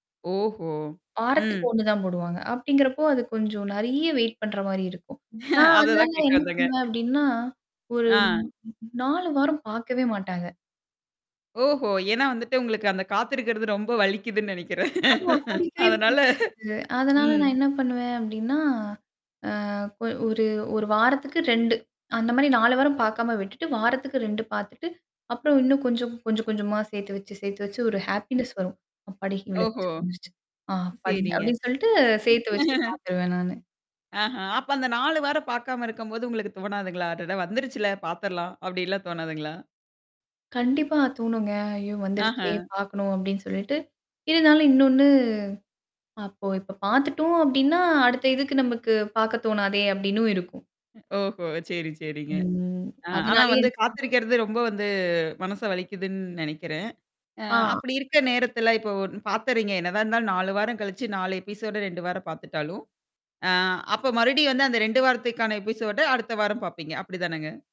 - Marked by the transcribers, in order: static; laughing while speaking: "அததான் கேக்க வந்தேங்க"; distorted speech; tapping; laughing while speaking: "அதனால"; in English: "ஹேப்பினஸ்"; other background noise; laugh; drawn out: "இன்னொன்னு"; other noise; mechanical hum
- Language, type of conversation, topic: Tamil, podcast, நீண்ட தொடரை தொடர்ந்து பார்த்தால் உங்கள் மனநிலை எப்படி மாறுகிறது?